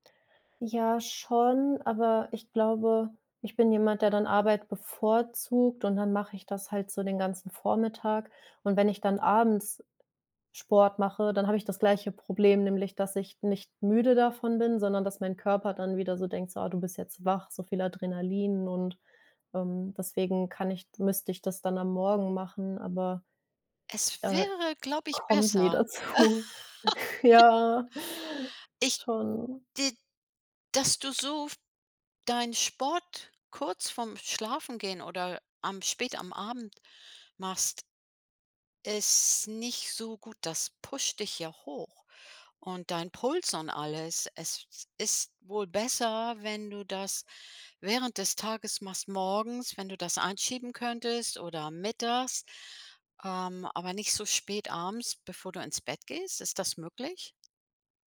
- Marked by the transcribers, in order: laugh; laughing while speaking: "nie dazu. Ja"
- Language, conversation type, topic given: German, advice, Warum kann ich nach einem stressigen Tag nur schwer einschlafen?
- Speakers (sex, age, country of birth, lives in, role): female, 25-29, Germany, Germany, user; female, 65-69, Germany, United States, advisor